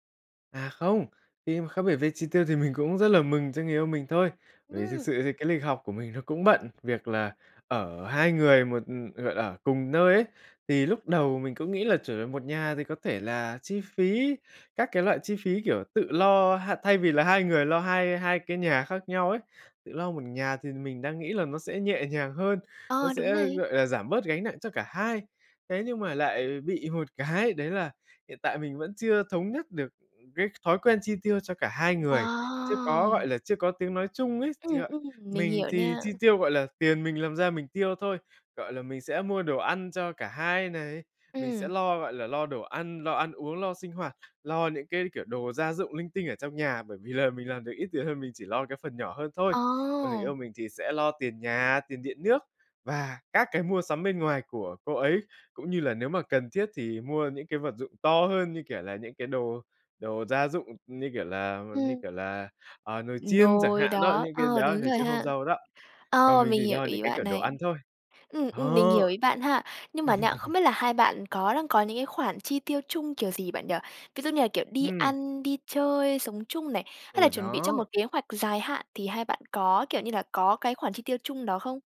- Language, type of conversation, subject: Vietnamese, advice, Bạn đang gặp khó khăn gì khi trao đổi về tiền bạc và chi tiêu chung?
- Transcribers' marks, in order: laughing while speaking: "cũng rất là mừng"; tapping; laugh